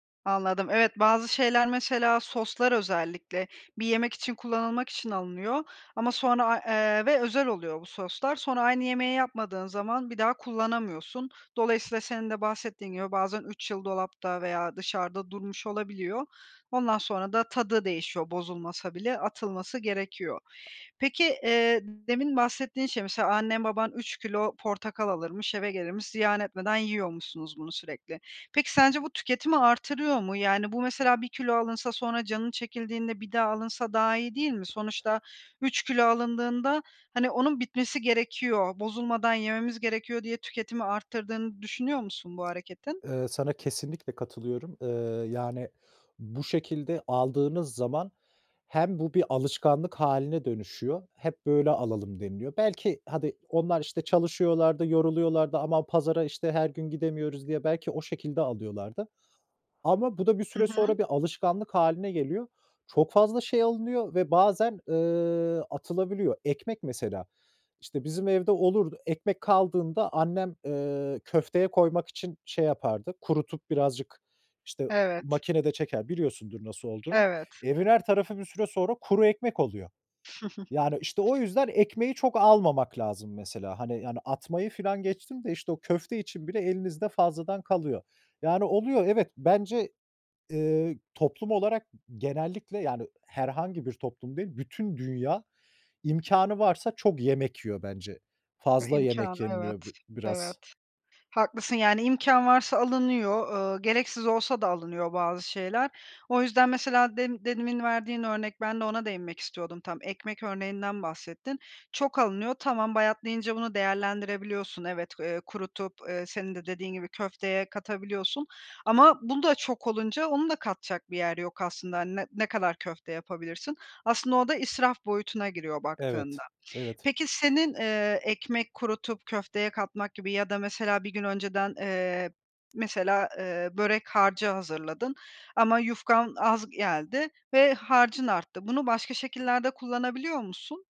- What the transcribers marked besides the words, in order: other background noise; chuckle
- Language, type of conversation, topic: Turkish, podcast, Artan yemekleri yaratıcı şekilde değerlendirmek için hangi taktikleri kullanıyorsun?